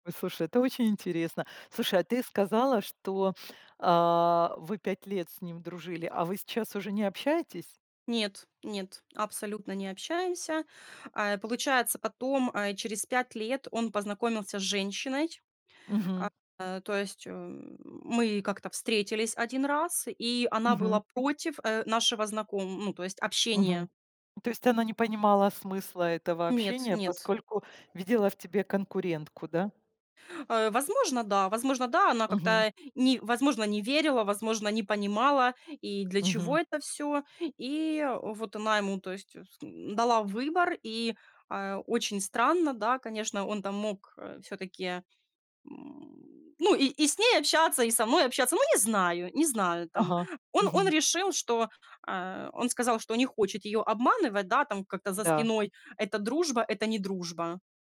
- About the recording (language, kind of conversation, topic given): Russian, podcast, Можешь рассказать о друге, который тихо поддерживал тебя в трудное время?
- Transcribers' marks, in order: other background noise